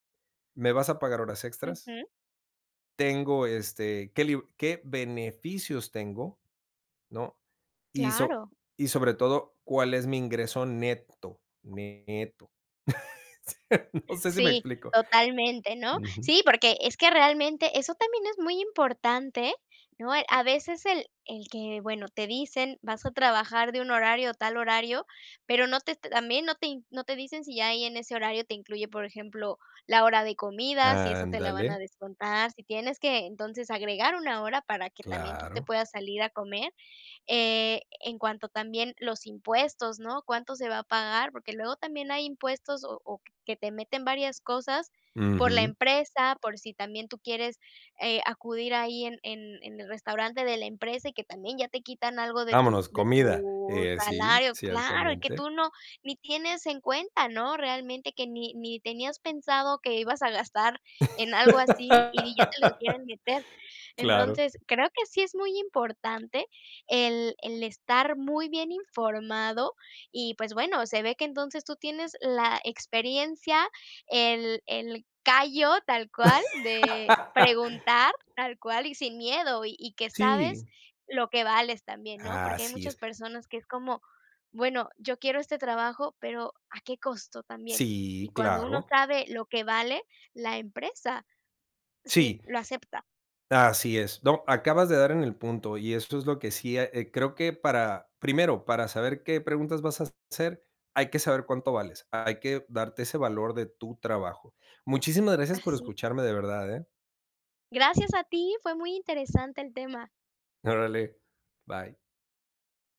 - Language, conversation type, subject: Spanish, podcast, ¿Qué preguntas conviene hacer en una entrevista de trabajo sobre el equilibrio entre trabajo y vida personal?
- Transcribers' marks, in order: other background noise; tapping; laugh; laughing while speaking: "Sí, no sé si me explico"; laugh; laugh